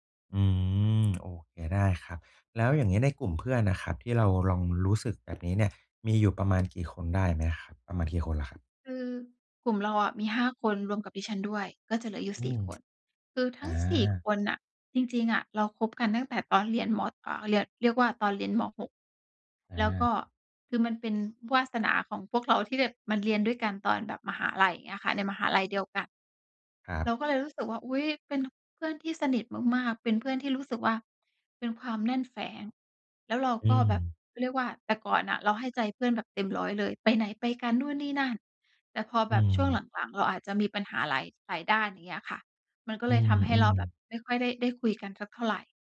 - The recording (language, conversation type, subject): Thai, advice, ฉันควรทำอย่างไรเมื่อรู้สึกโดดเดี่ยวเวลาอยู่ในกลุ่มเพื่อน?
- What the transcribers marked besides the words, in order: lip smack; tapping